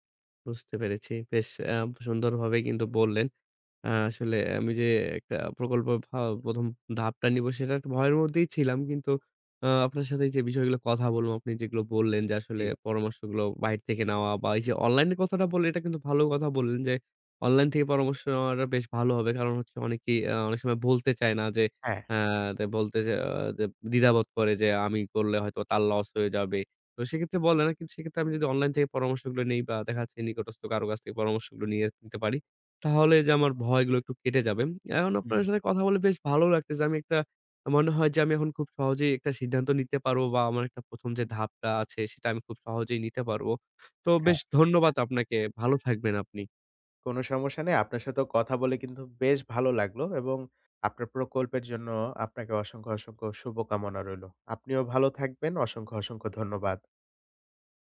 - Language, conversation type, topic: Bengali, advice, নতুন প্রকল্পের প্রথম ধাপ নিতে কি আপনার ভয় লাগে?
- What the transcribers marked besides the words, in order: tapping; other background noise